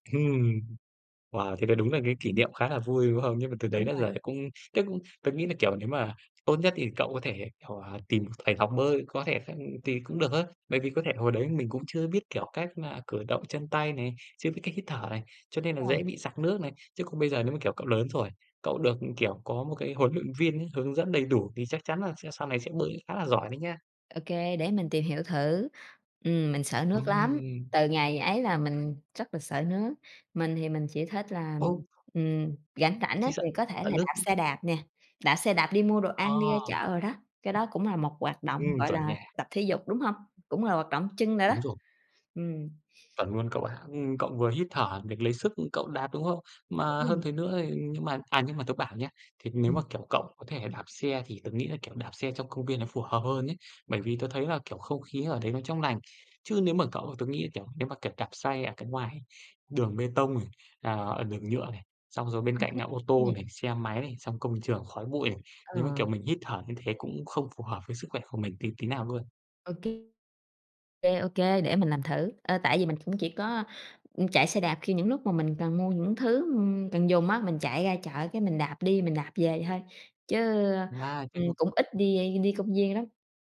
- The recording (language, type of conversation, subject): Vietnamese, unstructured, Bạn thường chọn hình thức tập thể dục nào để giải trí?
- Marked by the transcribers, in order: tapping; other background noise